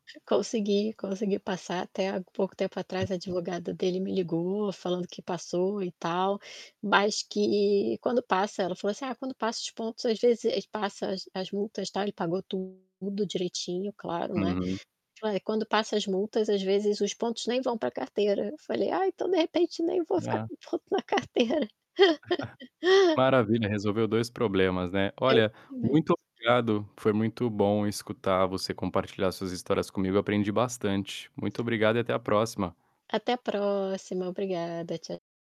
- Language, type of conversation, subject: Portuguese, podcast, Você pode contar sobre um pequeno gesto que teve um grande impacto?
- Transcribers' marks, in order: other background noise; tapping; distorted speech; laughing while speaking: "ponto na carteira"; chuckle; laugh; static